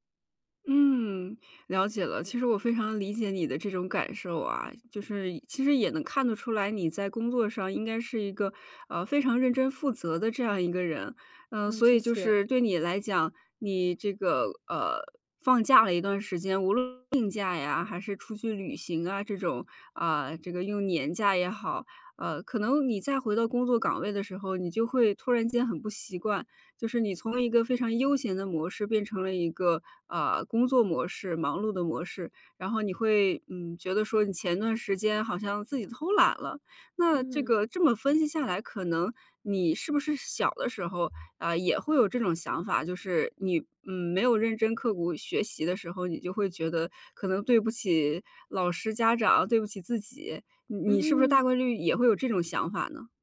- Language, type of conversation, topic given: Chinese, advice, 为什么我复工后很快又会回到过度工作模式？
- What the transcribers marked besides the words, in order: tapping; other background noise